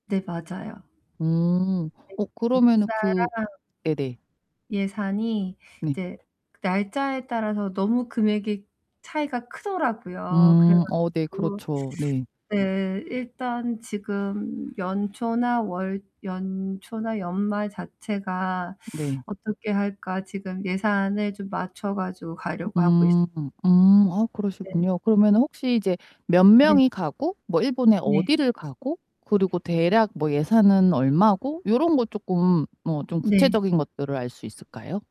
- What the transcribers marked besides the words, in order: distorted speech; tapping; other background noise
- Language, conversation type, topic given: Korean, advice, 예산에 맞춰 휴가를 계획하려면 어디서부터 어떻게 시작하면 좋을까요?